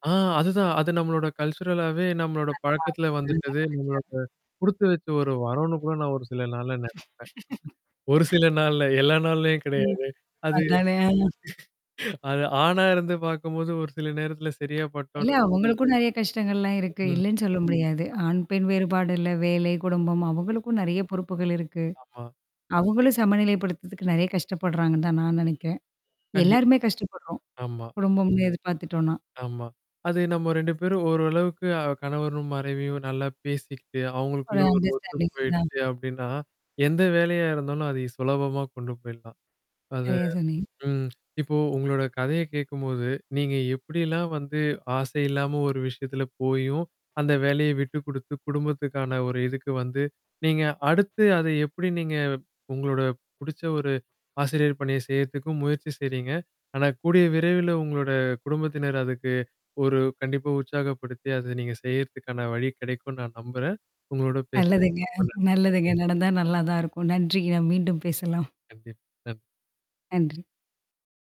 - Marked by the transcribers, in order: static; other background noise; in English: "கல்ச்சுரலாவே"; unintelligible speech; mechanical hum; laugh; distorted speech; laughing while speaking: "அதானே"; laugh; tapping; "மனைவியும்" said as "மறைவியும்"; in English: "அண்டர்ஸ்டாண்டிங்"
- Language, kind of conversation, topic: Tamil, podcast, வேலை அதிகமாக இருக்கும் நேரங்களில் குடும்பத்திற்கு பாதிப்பு இல்லாமல் இருப்பதற்கு நீங்கள் எப்படி சமநிலையைப் பேணுகிறீர்கள்?